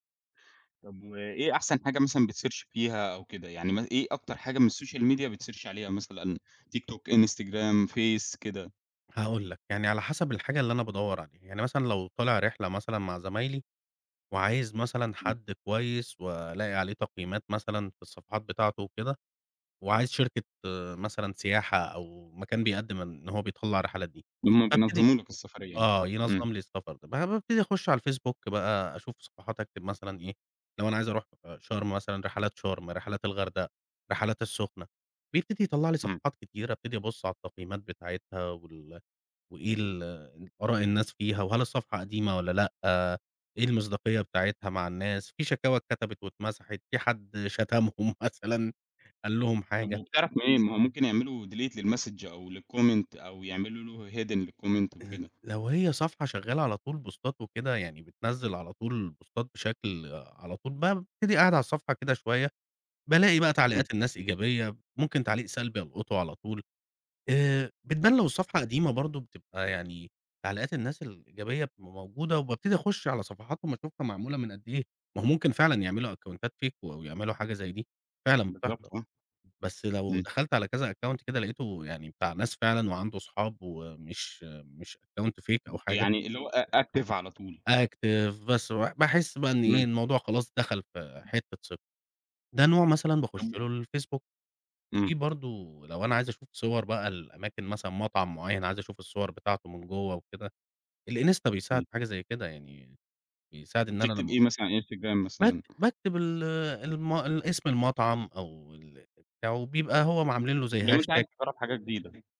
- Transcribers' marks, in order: in English: "بتsearch"; in English: "الSocial Media بتsearch"; laughing while speaking: "شتمهم مثلًا؟"; in English: "delete للmessage"; in English: "للcomment"; in English: "hidden للcomment"; in English: "بوستات"; in English: "بوستات"; in English: "fake"; in English: "account"; in English: "account fake"; other background noise; in English: "active"; in English: "active"; tapping; in English: "hashtag"
- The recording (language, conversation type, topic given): Arabic, podcast, إزاي السوشيال ميديا غيّرت طريقتك في اكتشاف حاجات جديدة؟